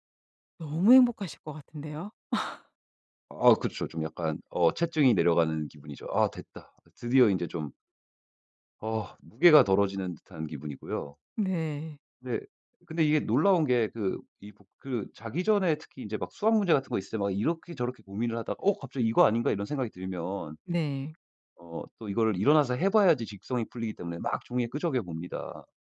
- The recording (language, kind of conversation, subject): Korean, podcast, 효과적으로 복습하는 방법은 무엇인가요?
- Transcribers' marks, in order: laugh; other background noise